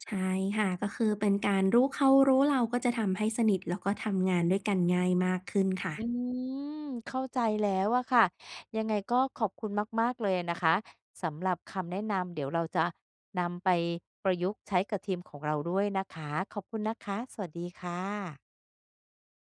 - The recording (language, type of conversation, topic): Thai, advice, สร้างทีมที่เหมาะสมสำหรับสตาร์ทอัพได้อย่างไร?
- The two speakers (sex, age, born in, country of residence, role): female, 25-29, Thailand, Thailand, advisor; female, 50-54, Thailand, Thailand, user
- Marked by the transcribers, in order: none